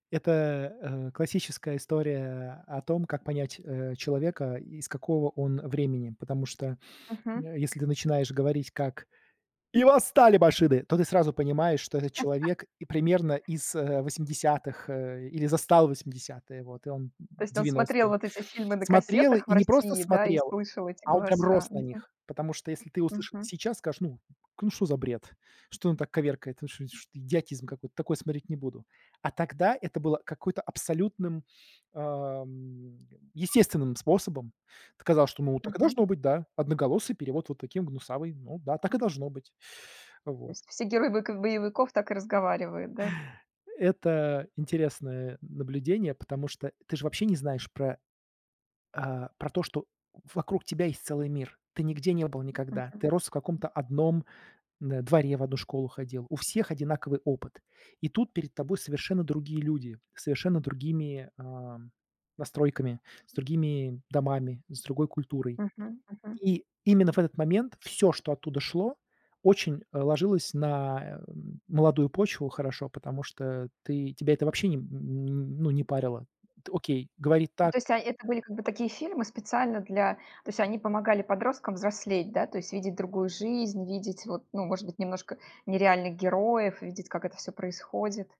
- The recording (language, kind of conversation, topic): Russian, podcast, Какой герой из книги или фильма тебе особенно близок и почему?
- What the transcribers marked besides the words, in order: tapping; put-on voice: "И восстали машины!"; other background noise; chuckle; sniff; background speech